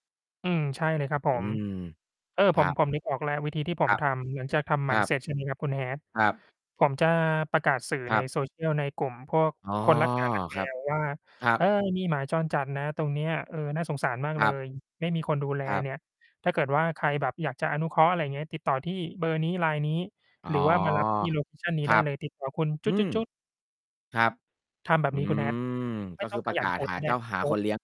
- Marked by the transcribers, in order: mechanical hum; distorted speech; other noise
- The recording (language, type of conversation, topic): Thai, unstructured, สัตว์จรจัดส่งผลกระทบต่อชุมชนอย่างไรบ้าง?